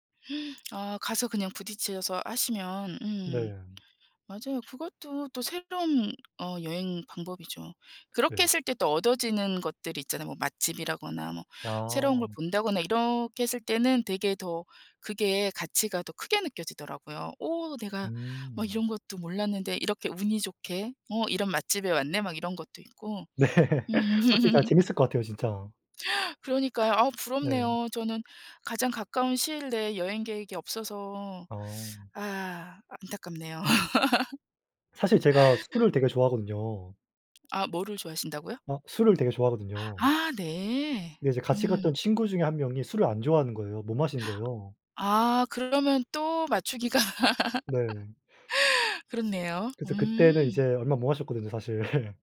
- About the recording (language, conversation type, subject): Korean, unstructured, 친구와 여행을 갈 때 의견 충돌이 생기면 어떻게 해결하시나요?
- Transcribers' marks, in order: gasp; tapping; laughing while speaking: "네"; laughing while speaking: "음"; gasp; laugh; other background noise; laugh; laugh